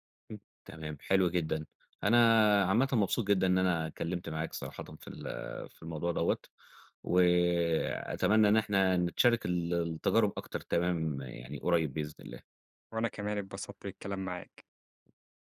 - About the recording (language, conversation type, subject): Arabic, podcast, إزاي بتحافظ على خصوصيتك على السوشيال ميديا؟
- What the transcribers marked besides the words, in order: none